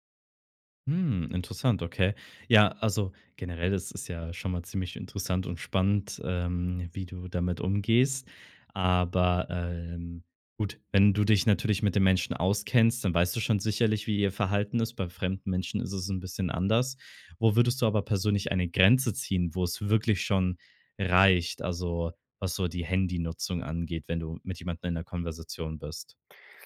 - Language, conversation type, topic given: German, podcast, Wie ziehst du persönlich Grenzen bei der Smartphone-Nutzung?
- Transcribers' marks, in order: surprised: "Hm"